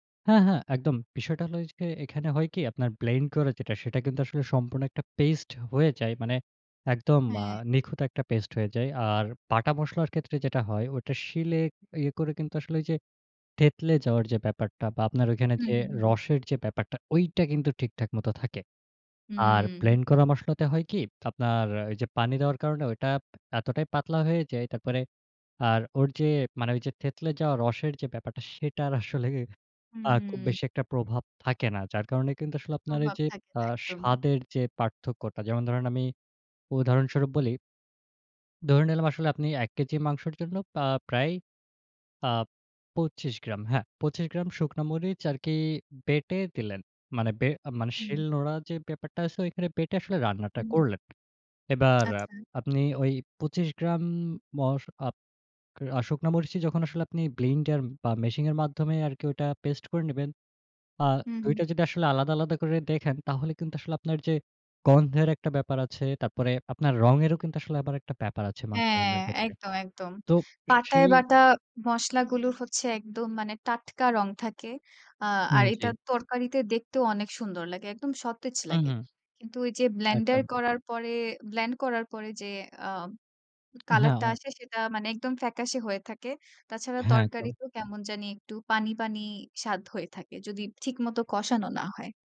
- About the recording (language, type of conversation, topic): Bengali, podcast, মশলা ঠিকভাবে ব্যবহার করার সহজ উপায় কী?
- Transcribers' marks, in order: tapping; "ওই" said as "ওইয"; other background noise; laughing while speaking: "আসলেই"; swallow; lip smack